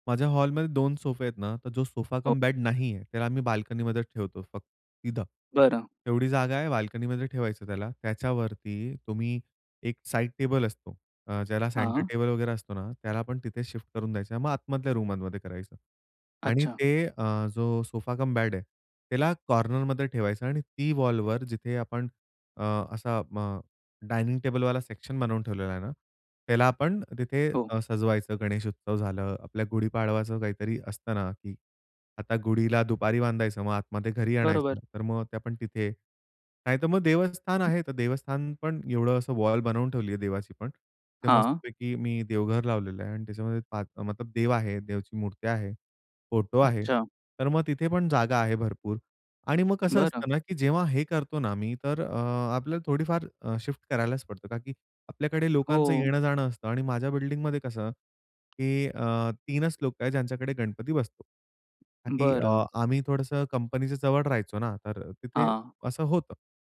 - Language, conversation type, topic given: Marathi, podcast, लहान घरात जागा अधिक पडण्यासाठी तुम्ही कोणते उपाय करता?
- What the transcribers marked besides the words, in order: in English: "रूमांमध्ये"; "रूममध्ये" said as "रूमांमध्ये"; in English: "कॉर्नरमध्ये"; in English: "सेक्शन"; hiccup; tapping